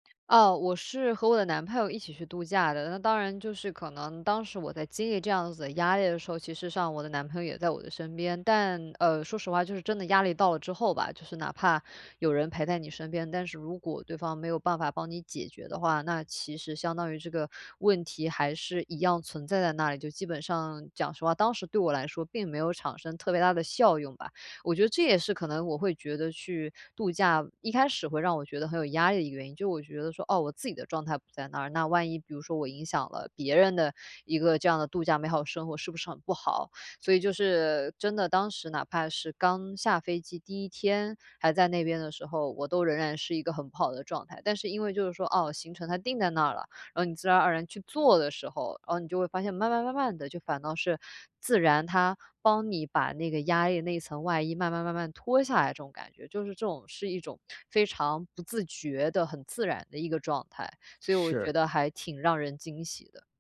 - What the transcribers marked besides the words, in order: none
- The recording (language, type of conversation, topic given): Chinese, podcast, 在自然环境中放慢脚步有什么好处？